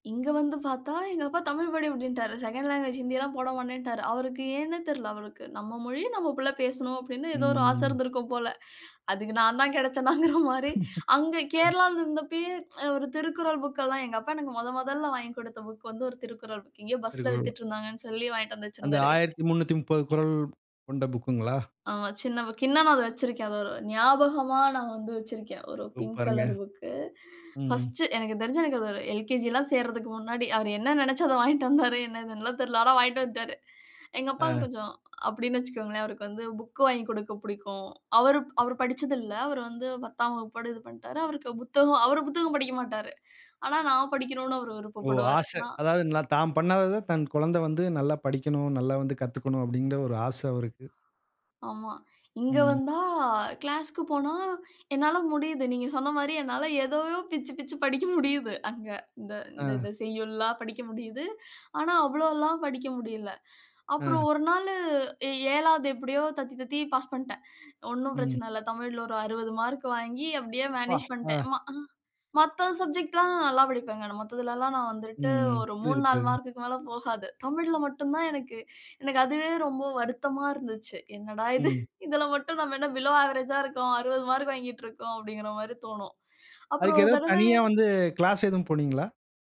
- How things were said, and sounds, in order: in English: "செகண்ட் லாங்குவேஜ்"; drawn out: "ம்"; laughing while speaking: "நான் தான் கிடைச்சேனாங்கிற மாரி"; chuckle; tsk; other noise; laughing while speaking: "அவர் என்ன நெனச்சு அத வாங்கிட்டு வந்தாரு. என்னன்னு எல்லா தெரில. ஆனா வாங்கிட்டு வந்துட்டாரு"; drawn out: "வந்தா"; laughing while speaking: "என்னால எதயோ பிச்சு பிச்சு படிக்க முடியுது. அங்க"; in English: "மேனேஜ்"; in English: "சப்ஜெக்ட்லாம்"; laughing while speaking: "என்னடா இது! இதில மட்டும் நம்ம … அப்டிங்கிற மாரி தோணும்"; in English: "பிலோ அவரேஜ்ஜா"
- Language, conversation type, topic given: Tamil, podcast, உணவின் மூலம் மொழியும் கலாச்சாரமும் எவ்வாறு ஒன்றிணைகின்றன?
- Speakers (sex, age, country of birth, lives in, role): female, 35-39, India, India, guest; male, 35-39, India, India, host